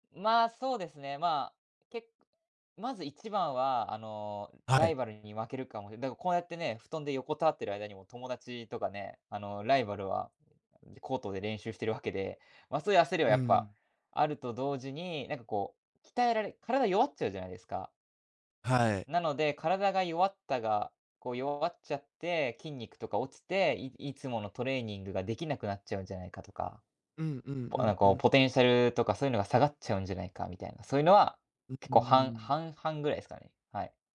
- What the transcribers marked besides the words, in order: none
- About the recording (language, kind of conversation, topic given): Japanese, advice, 病気やけがの影響で元の習慣に戻れないのではないかと不安を感じていますか？